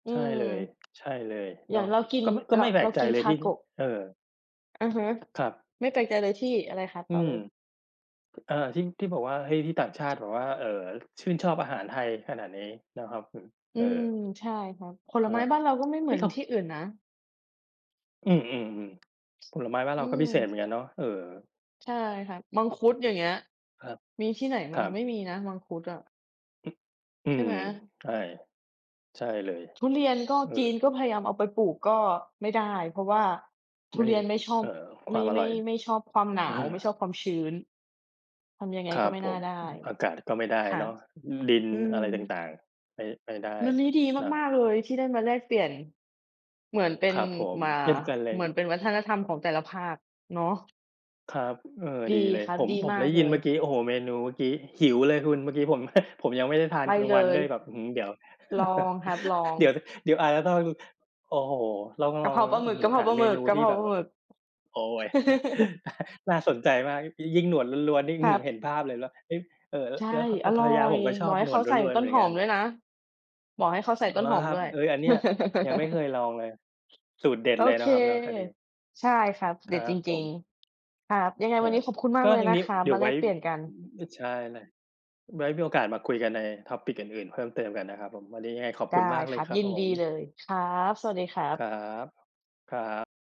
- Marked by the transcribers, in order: tapping; other background noise; chuckle; chuckle; chuckle; chuckle; chuckle; in English: "Topic"
- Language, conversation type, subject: Thai, unstructured, อาหารแบบไหนที่ทำให้คุณรู้สึกอบอุ่นใจ?